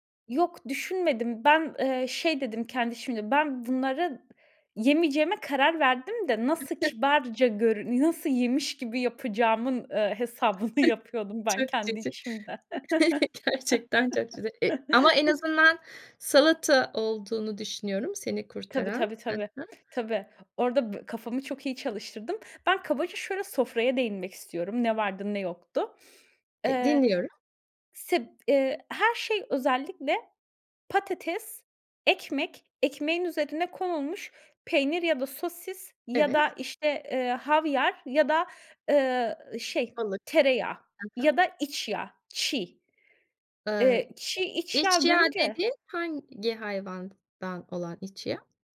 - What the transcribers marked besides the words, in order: giggle; other background noise; chuckle; tapping
- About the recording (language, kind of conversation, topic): Turkish, podcast, Yemekler üzerinden kültürünü dinleyiciye nasıl anlatırsın?